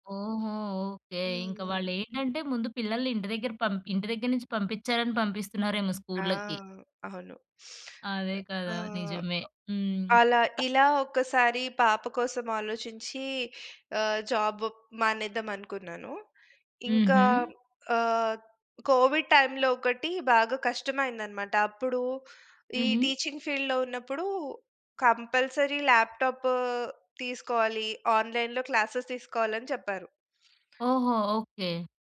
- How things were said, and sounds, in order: sniff; other noise; in English: "జాబ్"; in English: "కోవిడ్ టైమ్‌లో"; in English: "టీచింగ్ ఫీల్డ్‌లో"; in English: "కంపల్సరీ ల్యాప్‌టాప్"; in English: "ఆన్‌లైన్‌లో క్లాసెస్"
- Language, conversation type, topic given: Telugu, podcast, ఏ పరిస్థితిలో మీరు ఉద్యోగం వదిలేయాలని ఆలోచించారు?